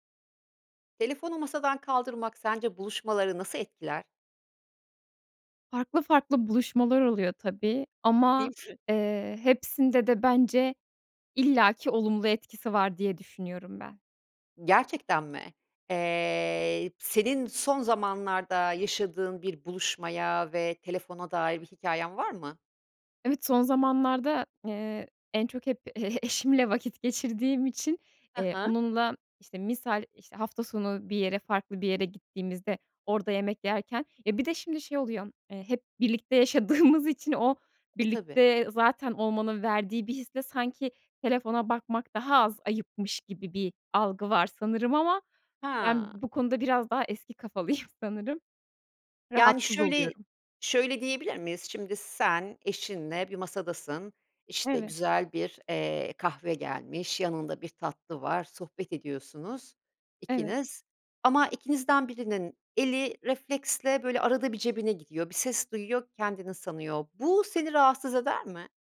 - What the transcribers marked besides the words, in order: laughing while speaking: "e e eşimle"; laughing while speaking: "yaşadığımız"; laughing while speaking: "kafalıyım"
- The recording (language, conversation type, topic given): Turkish, podcast, Telefonu masadan kaldırmak buluşmaları nasıl etkiler, sence?